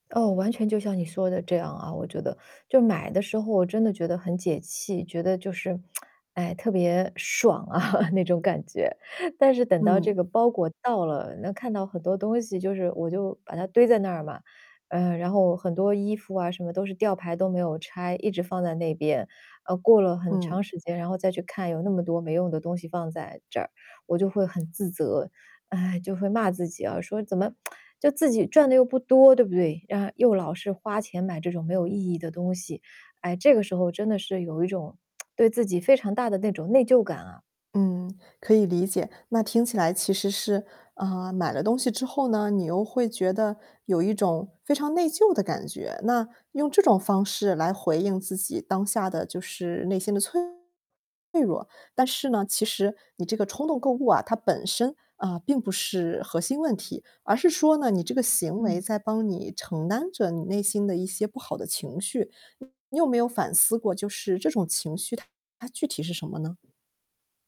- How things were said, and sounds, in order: tsk; laughing while speaking: "啊"; chuckle; tsk; tsk; tapping; distorted speech; other background noise
- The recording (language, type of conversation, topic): Chinese, advice, 你通常在什么情境或情绪下会无法控制地冲动购物？